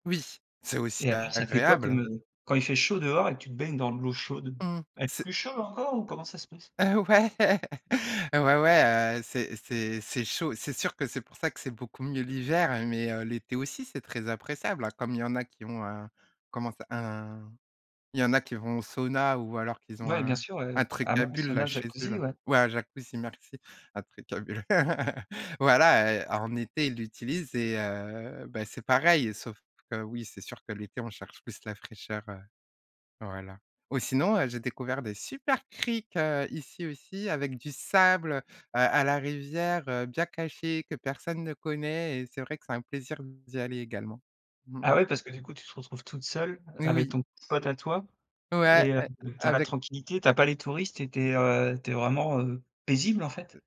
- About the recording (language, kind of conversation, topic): French, podcast, Du coup, peux-tu raconter une excursion d’une journée près de chez toi ?
- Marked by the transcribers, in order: other background noise; stressed: "plus chaude encore"; laughing while speaking: "ouais"; laugh; stressed: "super criques"; stressed: "sable"; stressed: "paisible"